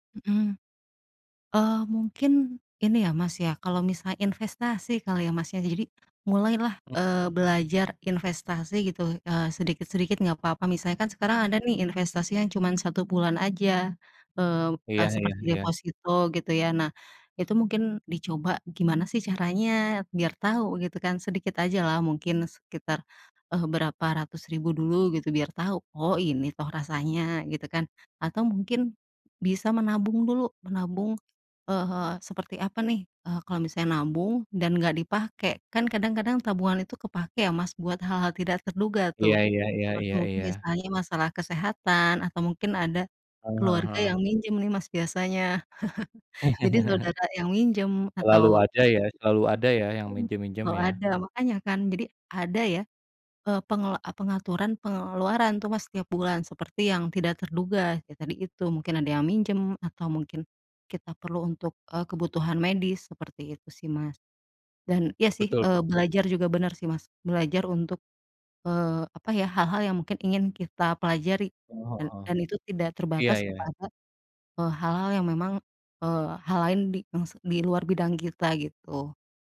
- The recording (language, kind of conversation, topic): Indonesian, unstructured, Bagaimana kamu membayangkan hidupmu lima tahun ke depan?
- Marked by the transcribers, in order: other noise; other background noise; tapping; chuckle